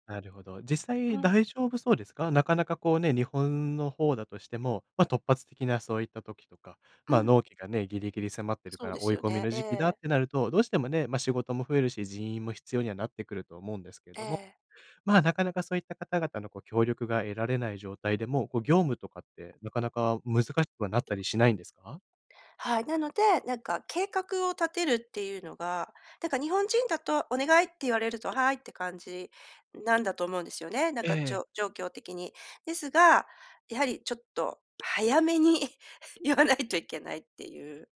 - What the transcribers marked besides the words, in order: tapping; other noise; laughing while speaking: "言わないといけないっていう"
- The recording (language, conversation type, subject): Japanese, podcast, 仕事でやりがいをどう見つけましたか？